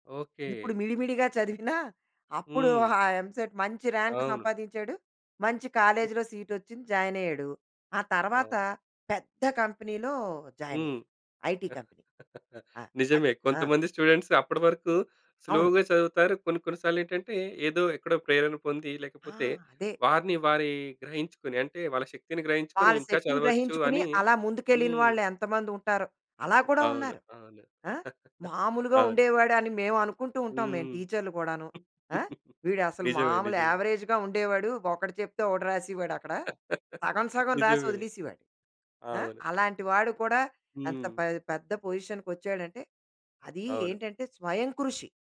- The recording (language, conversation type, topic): Telugu, podcast, మీరు చేసే పనిలో మీకు విలువగా అనిపించేది ఎలా కనుగొంటారు?
- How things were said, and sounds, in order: tapping; in English: "ఎంసెట్"; in English: "రాంక్"; in English: "కాలేజ్‌లో"; in English: "కంపెనీలో"; chuckle; in English: "ఐటీ కంపెనీ"; in English: "స్టూడెంట్స్"; in English: "స్లో‌గా"; chuckle; chuckle; in English: "అవరేజ్‌గా"; chuckle